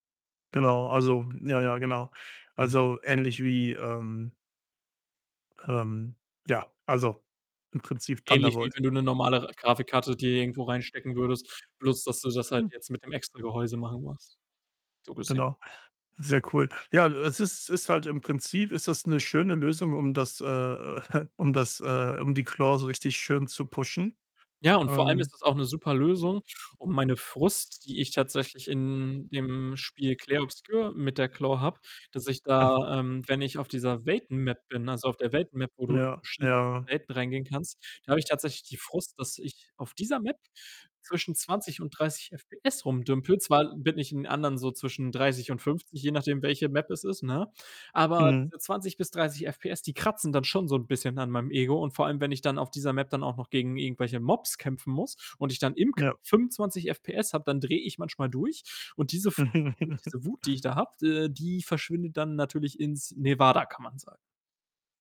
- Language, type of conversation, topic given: German, unstructured, Wie gehst du mit Wut oder Frust um?
- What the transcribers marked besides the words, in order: tapping; chuckle; in English: "Claw"; in English: "Claw"; other noise; distorted speech; unintelligible speech; giggle